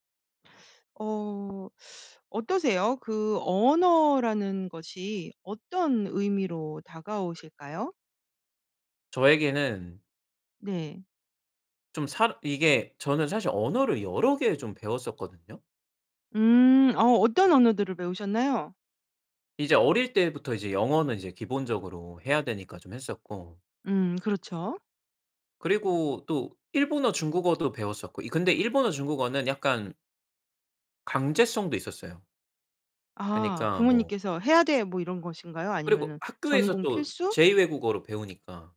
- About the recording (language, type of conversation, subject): Korean, podcast, 언어가 당신에게 어떤 의미인가요?
- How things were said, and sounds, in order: other background noise